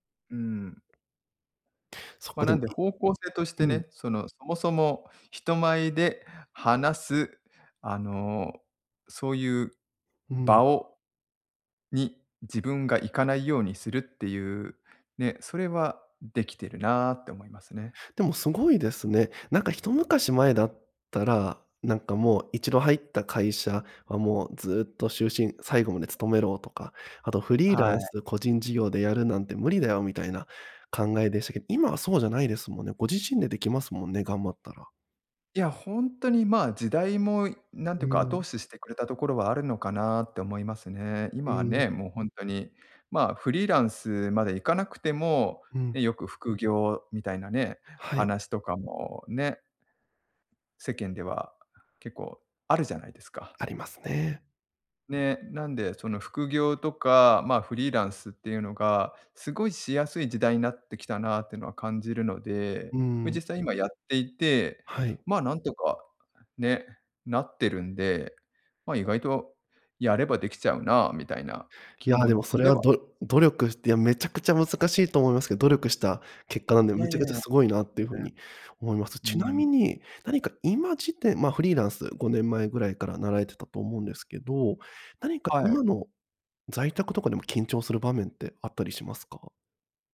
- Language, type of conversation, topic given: Japanese, advice, プレゼンや面接など人前で極度に緊張してしまうのはどうすれば改善できますか？
- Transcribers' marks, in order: none